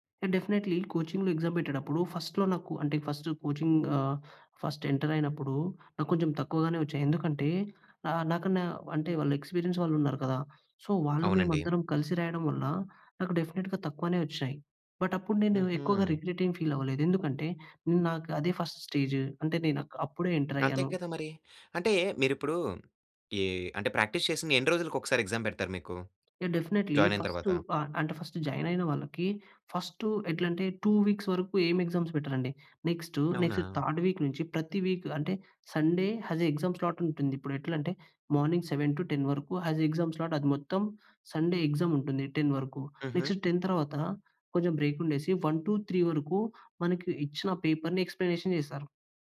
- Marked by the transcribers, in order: in English: "డెఫినెట్‌లీ, కోచింగ్‌లో ఎగ్జామ్"; in English: "ఫస్ట్‌లో"; in English: "ఫస్ట్ కోచింగ్"; in English: "ఫస్ట్ ఎంటర్"; in English: "ఎక్స్పీరియన్స్"; in English: "సో"; in English: "డెఫినెట్‌గా"; in English: "బట్"; in English: "రిగ్రెట్"; in English: "ఫీల్"; in English: "ఫస్ట్ స్టేజ్"; in English: "ఎంటర్"; in English: "ప్రాక్టీస్"; in English: "జాయిన్"; in English: "డెఫినెట్‌లీ"; in English: "ఫస్ట్ జాయిన్"; in English: "టూ వీక్స్"; in English: "ఎగ్జామ్స్"; in English: "నెక్స్ట్, నెక్స్ట్ థర్డ్ వీక్"; in English: "వీక్"; in English: "సండే హాస్ ఎ ఎగ్జామ్ స్లాట్"; in English: "మార్నింగ్ సెవెన్ టు టెన్"; in English: "ఎగ్జామ్ స్లాట్"; in English: "సండే ఎగ్జామ్"; in English: "టెన్"; in English: "నెక్స్ట్ టెన్"; in English: "బ్రేక్"; in English: "వన్ టూ త్రీ"; in English: "పేపర్‍ని ఎక్స్‌ప్లేనేషన్"
- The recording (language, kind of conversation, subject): Telugu, podcast, నువ్వు విఫలమైనప్పుడు నీకు నిజంగా ఏం అనిపిస్తుంది?